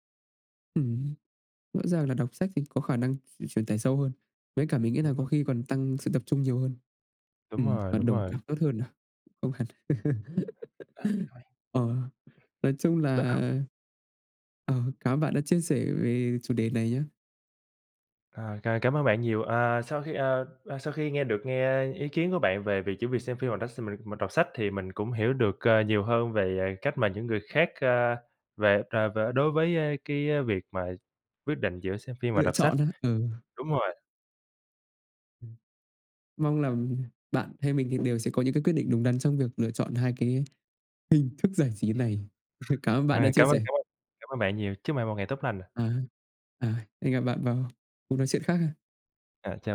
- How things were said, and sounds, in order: tapping; other background noise; laugh; chuckle
- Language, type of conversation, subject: Vietnamese, unstructured, Bạn thường dựa vào những yếu tố nào để chọn xem phim hay đọc sách?